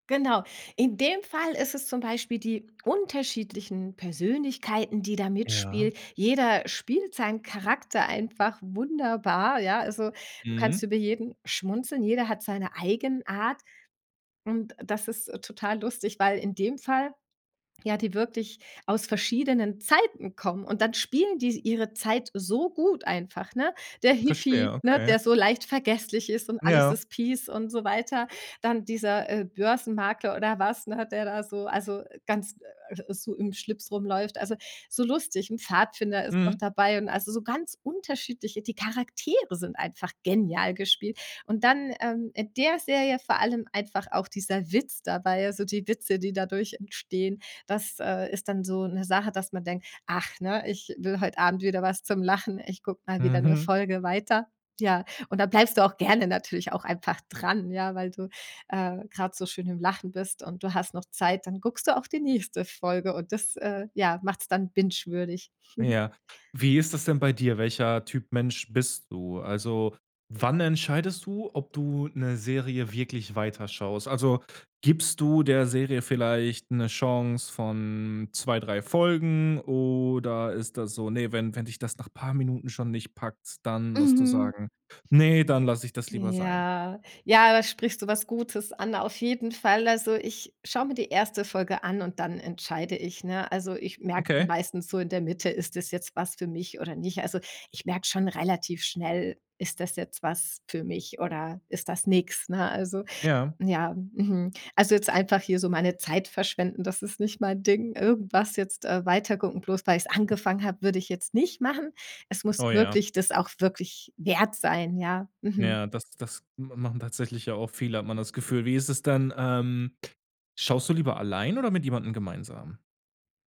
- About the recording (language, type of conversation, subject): German, podcast, Was macht eine Serie binge-würdig?
- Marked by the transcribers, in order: stressed: "Zeiten"; chuckle; other background noise